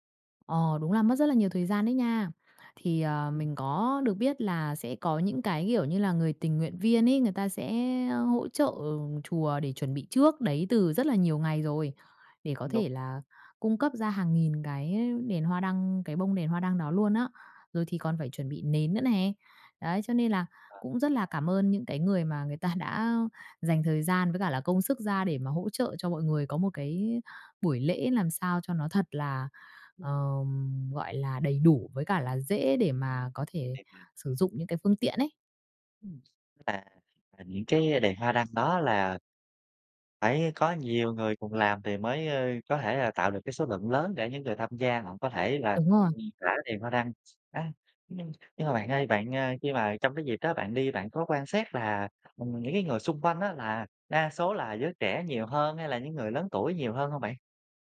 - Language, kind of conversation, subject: Vietnamese, podcast, Bạn có thể kể về một lần bạn thử tham gia lễ hội địa phương không?
- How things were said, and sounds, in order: tapping; other background noise